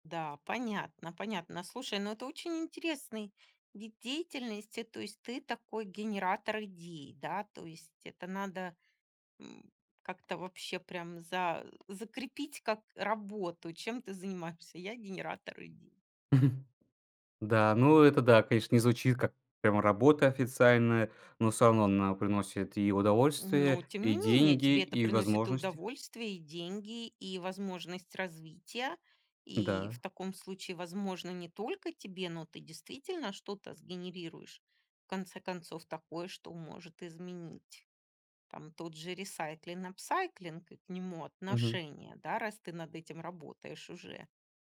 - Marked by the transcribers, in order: laughing while speaking: "Чем ты занимаешься? Я - генератор идей"; chuckle
- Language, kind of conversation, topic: Russian, podcast, Как вы превращаете повседневный опыт в идеи?